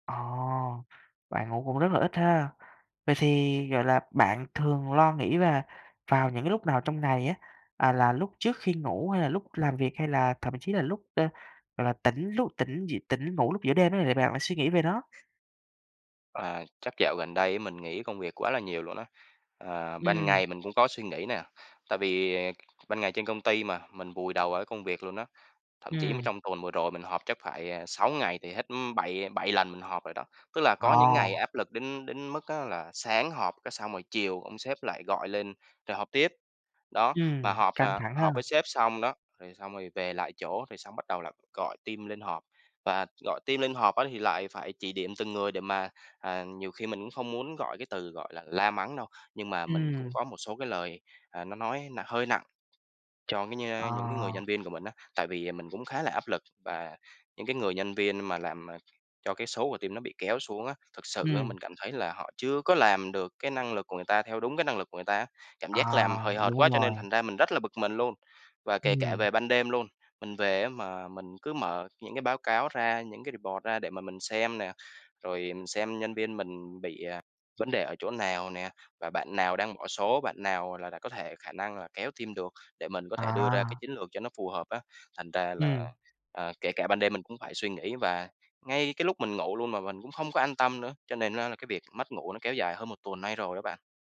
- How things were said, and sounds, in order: tapping; other noise; in English: "team"; in English: "team"; other background noise; in English: "team"; in English: "report"; in English: "team"
- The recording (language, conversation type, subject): Vietnamese, advice, Làm thế nào để giảm lo lắng và mất ngủ do suy nghĩ về công việc?